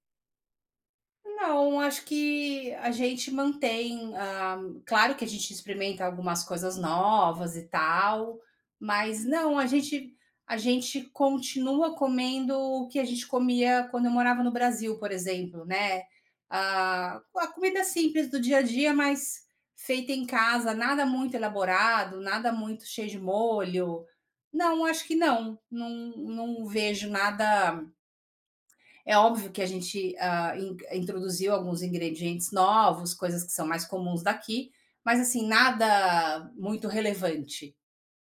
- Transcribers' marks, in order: none
- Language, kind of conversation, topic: Portuguese, podcast, Como a comida do novo lugar ajudou você a se adaptar?
- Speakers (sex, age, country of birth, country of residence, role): female, 30-34, Brazil, Portugal, host; female, 50-54, Brazil, United States, guest